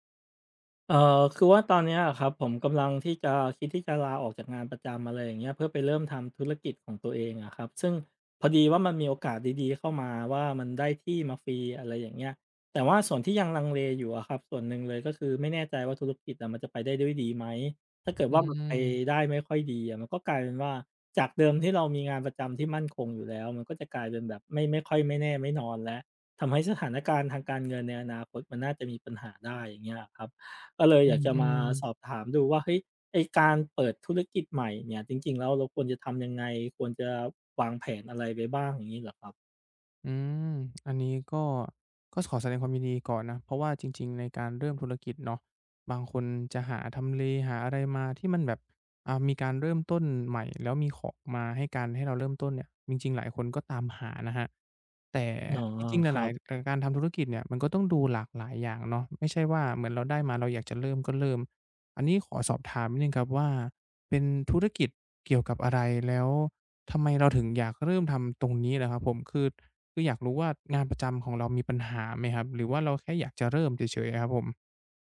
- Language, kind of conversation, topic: Thai, advice, คุณควรลาออกจากงานที่มั่นคงเพื่อเริ่มธุรกิจของตัวเองหรือไม่?
- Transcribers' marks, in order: drawn out: "อืม"; drawn out: "อืม"; other background noise; drawn out: "อ๋อ"; tapping